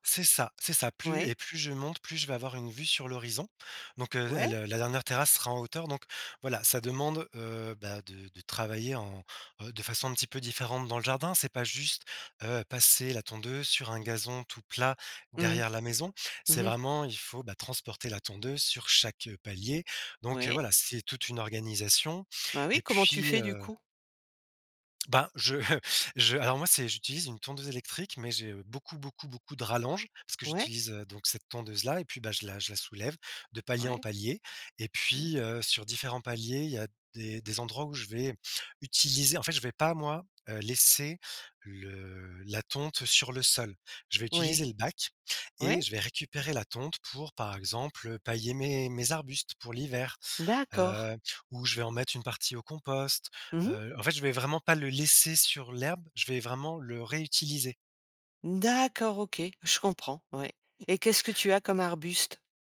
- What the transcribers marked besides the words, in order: laughing while speaking: "je, heu, je"
- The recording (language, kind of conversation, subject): French, podcast, Comment un jardin t’a-t-il appris à prendre soin des autres et de toi-même ?